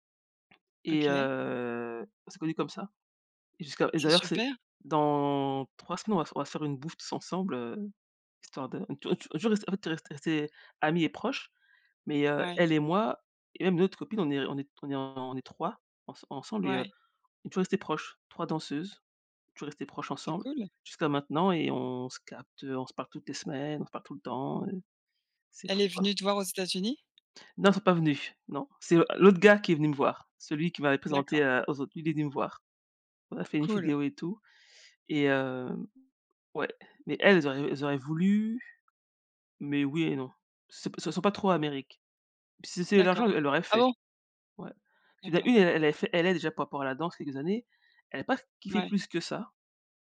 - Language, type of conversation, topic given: French, unstructured, Comment as-tu rencontré ta meilleure amie ou ton meilleur ami ?
- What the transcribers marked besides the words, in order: tapping; drawn out: "heu"; unintelligible speech; other background noise; surprised: "Ah bon ?"